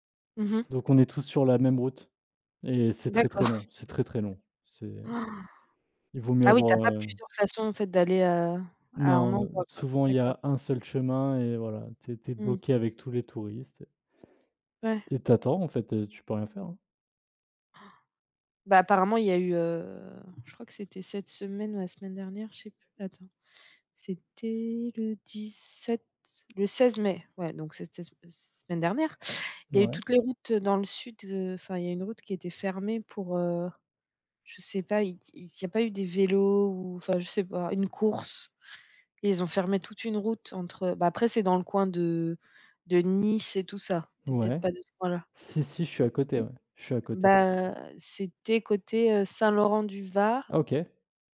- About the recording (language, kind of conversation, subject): French, unstructured, Qu’est-ce qui t’énerve dans le comportement des automobilistes ?
- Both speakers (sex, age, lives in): female, 35-39, France; male, 30-34, France
- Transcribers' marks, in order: chuckle; gasp; gasp